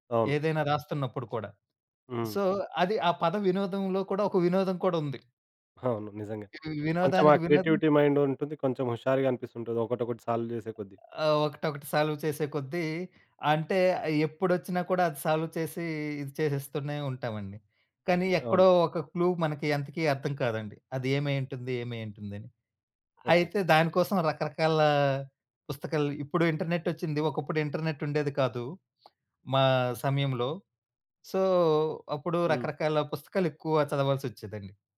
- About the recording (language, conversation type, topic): Telugu, podcast, ఒక అభిరుచిని మీరు ఎలా ప్రారంభించారో చెప్పగలరా?
- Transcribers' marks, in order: other background noise; in English: "సో"; tapping; in English: "క్రియేటివిటీ"; in English: "సాల్వ్"; in English: "సాల్వ్"; in English: "సాల్వ్"; in English: "క్లూ"; in English: "సో"